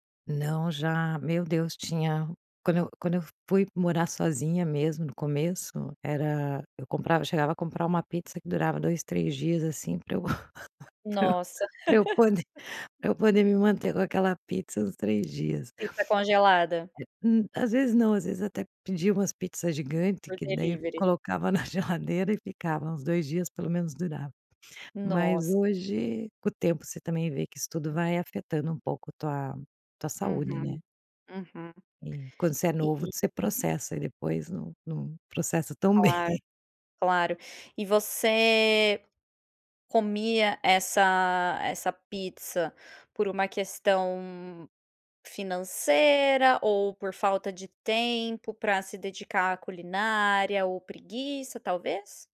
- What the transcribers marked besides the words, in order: laugh
- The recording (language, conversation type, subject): Portuguese, podcast, Como a comida da sua infância marcou quem você é?